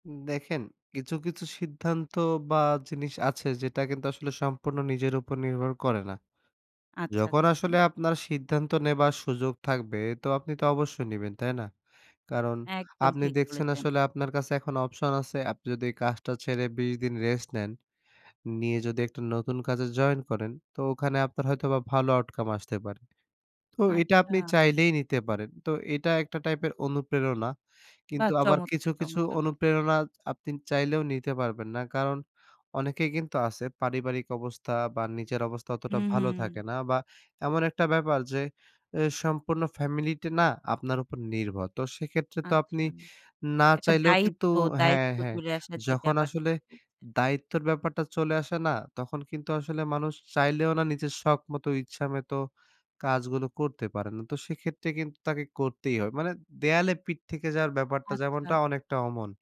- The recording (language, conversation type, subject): Bengali, podcast, তুমি কীভাবে জীবনে নতুন উদ্দেশ্য খুঁজে পাও?
- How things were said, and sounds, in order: "ইচ্ছামতো" said as "ইচ্ছামেতো"